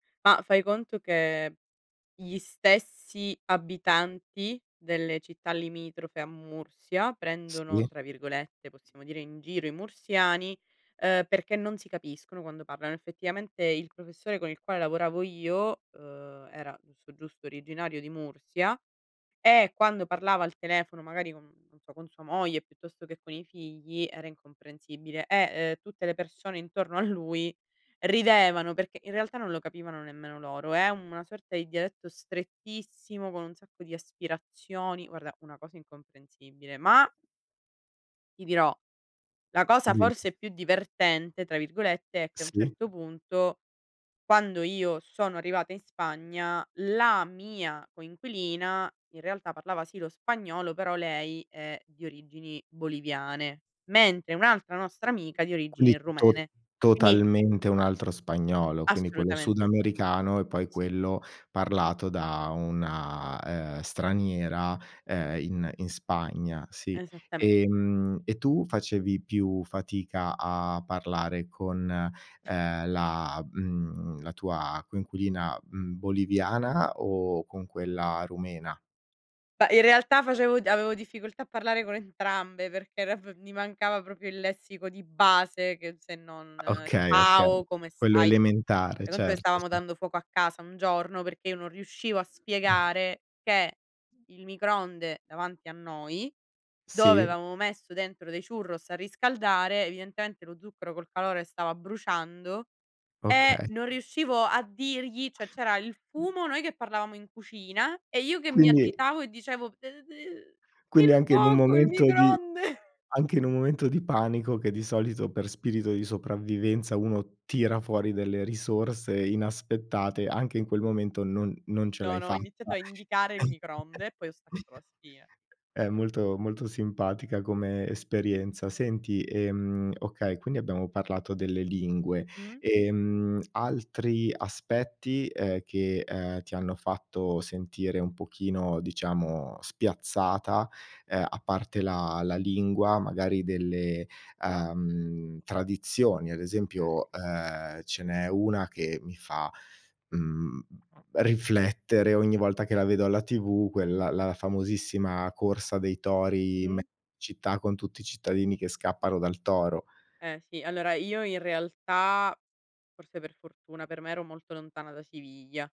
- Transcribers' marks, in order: tapping; background speech; "quindi" said as "quinni"; chuckle; other background noise; chuckle; chuckle
- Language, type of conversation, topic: Italian, podcast, Come hai bilanciato culture diverse nella tua vita?